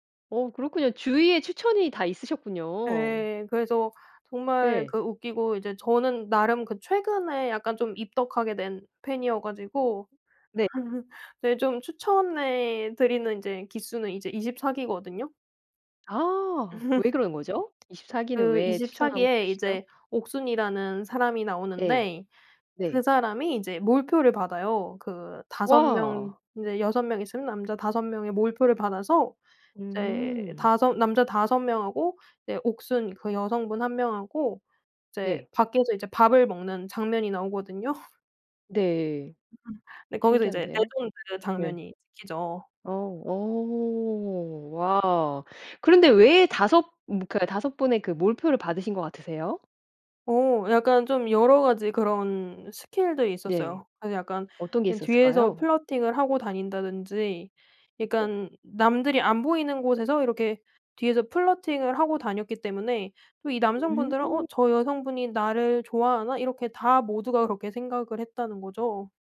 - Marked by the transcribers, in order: tapping; other background noise; laugh; laugh; in English: "플러팅을"; in English: "플러팅을"
- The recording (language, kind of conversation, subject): Korean, podcast, 누군가에게 추천하고 싶은 도피용 콘텐츠는?